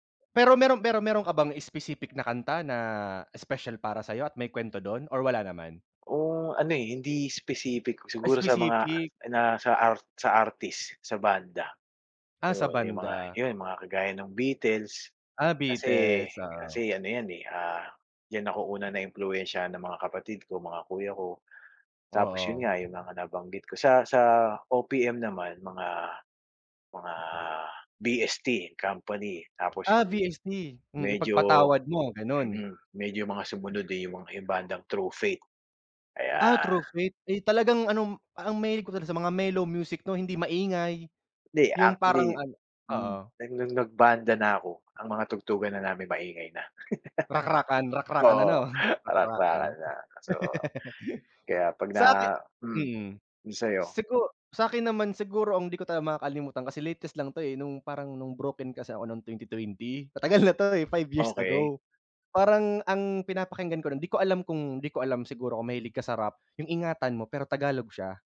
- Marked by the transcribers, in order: other background noise; tapping; laugh
- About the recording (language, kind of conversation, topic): Filipino, unstructured, May alaala ka ba na nauugnay sa isang kanta o awitin?